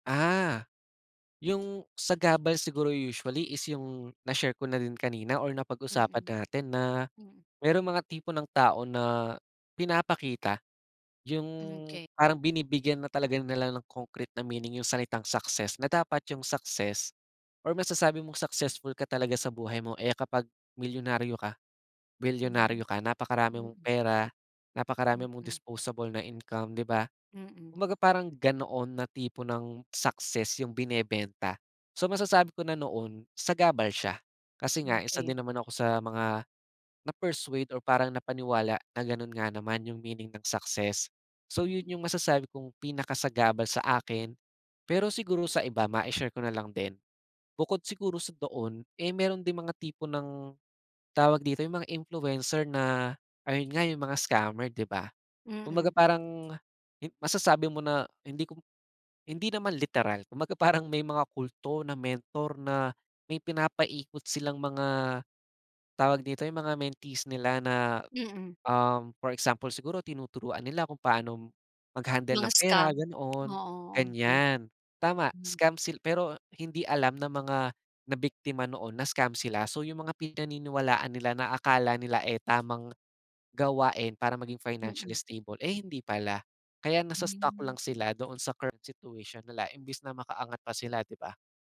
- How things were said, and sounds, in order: tapping; other background noise; alarm; in English: "mentees"
- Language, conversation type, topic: Filipino, podcast, Paano nakatulong o nakasagabal ang midyang panlipunan sa pananaw mo tungkol sa tagumpay?
- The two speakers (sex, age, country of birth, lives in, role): female, 55-59, Philippines, Philippines, host; male, 20-24, Philippines, Philippines, guest